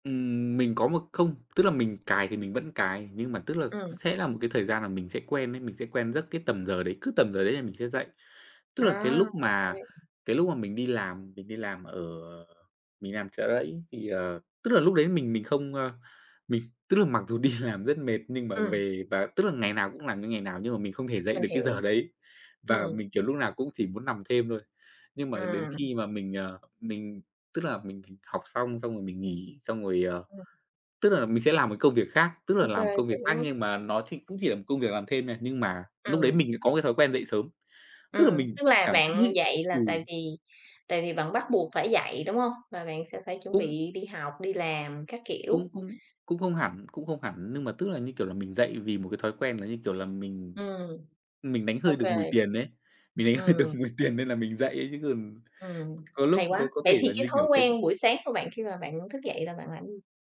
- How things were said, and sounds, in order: tapping; other background noise; laughing while speaking: "đi"; laughing while speaking: "hơi được mùi tiền"
- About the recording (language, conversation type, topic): Vietnamese, podcast, Thói quen buổi sáng của bạn thường là gì?